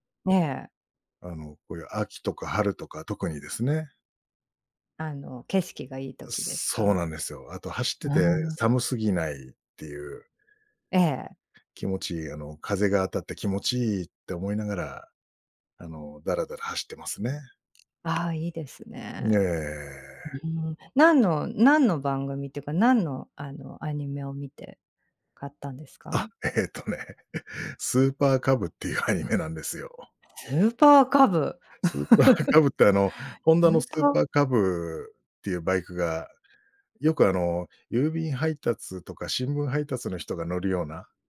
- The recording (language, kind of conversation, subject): Japanese, podcast, 休みの日はどんな風にリセットしてる？
- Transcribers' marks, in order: other background noise; laughing while speaking: "えっとね、え、スーパーカブっていうアニメなんですよ"; laughing while speaking: "スーパーカブって"; laugh